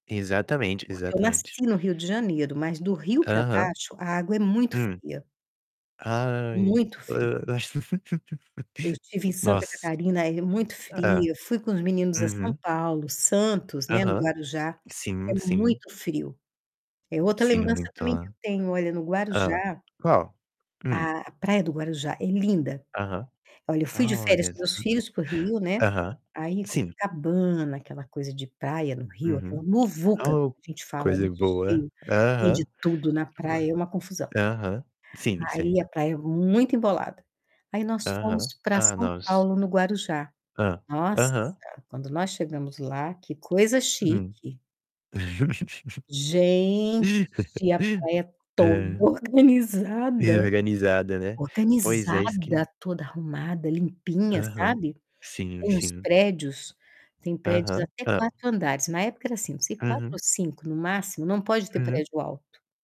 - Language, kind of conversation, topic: Portuguese, unstructured, Qual é a lembrança mais feliz que você tem na praia?
- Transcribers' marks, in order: laughing while speaking: "ach"; chuckle; tapping; chuckle; drawn out: "Gente"; laugh; laughing while speaking: "organizada"